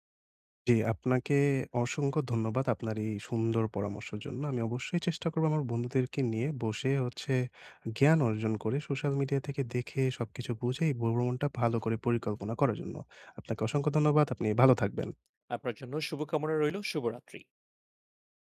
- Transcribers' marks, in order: none
- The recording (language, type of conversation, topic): Bengali, advice, ভ্রমণ পরিকল্পনা ও প্রস্তুতি